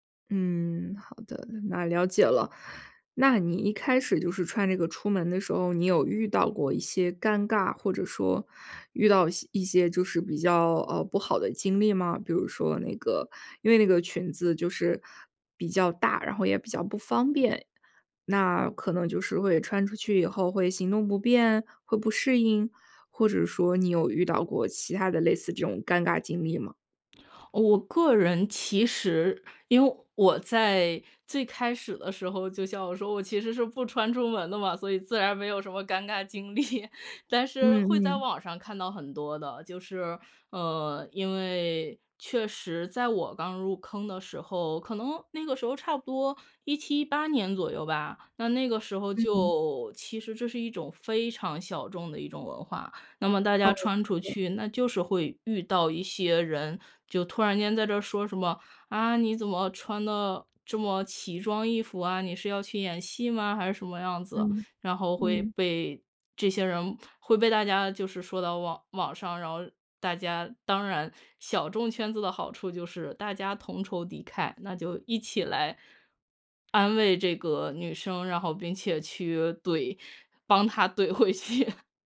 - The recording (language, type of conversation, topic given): Chinese, podcast, 你是怎么开始这个爱好的？
- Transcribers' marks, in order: laughing while speaking: "就像我说，我其实是不穿 … 什么尴尬经历"; laugh; laughing while speaking: "帮她怼回去"